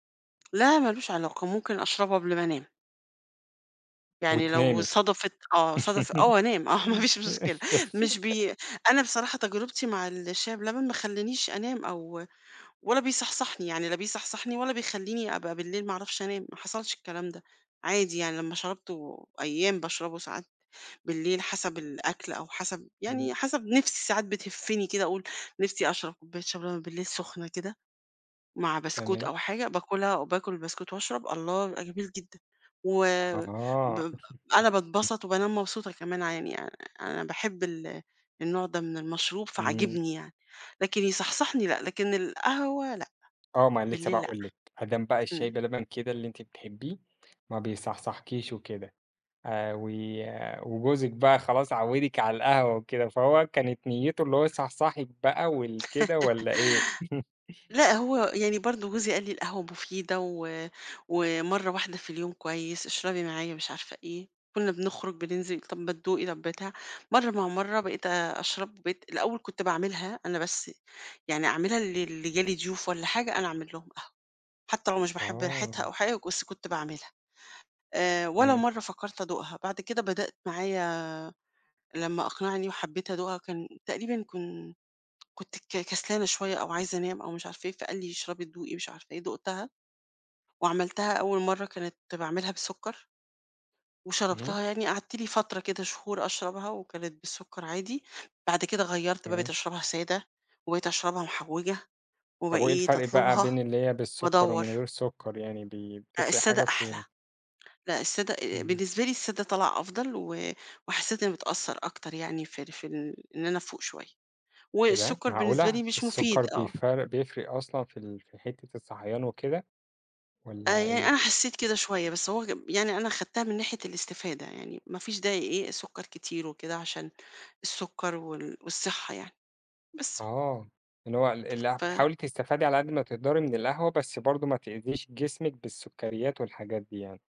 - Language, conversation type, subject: Arabic, podcast, قهوة ولا شاي الصبح؟ إيه السبب؟
- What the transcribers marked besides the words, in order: tapping; laughing while speaking: "آه ما فيش مشكلة"; giggle; chuckle; laugh; chuckle; other background noise